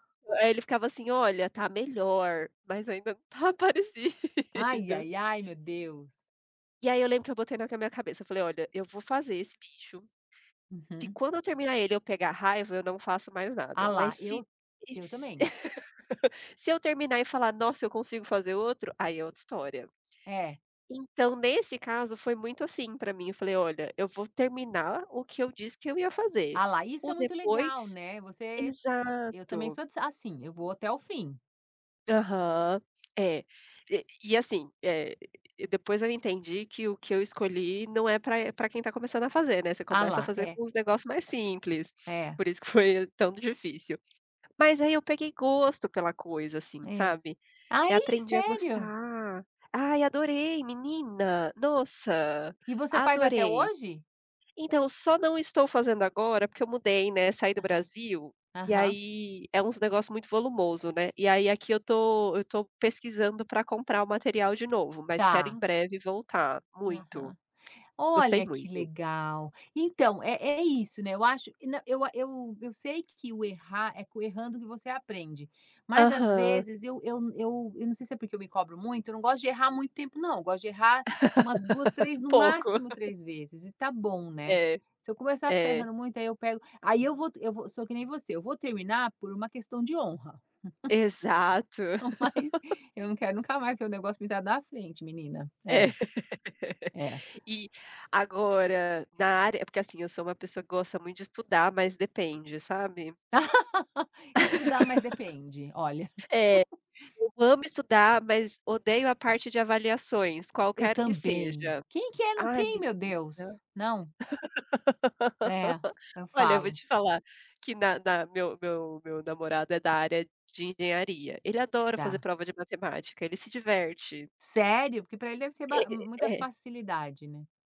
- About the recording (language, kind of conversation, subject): Portuguese, unstructured, Como enfrentar momentos de fracasso sem desistir?
- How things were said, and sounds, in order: laughing while speaking: "parecido"; other background noise; laugh; tapping; laugh; laugh; chuckle; laugh; laugh; laugh; laugh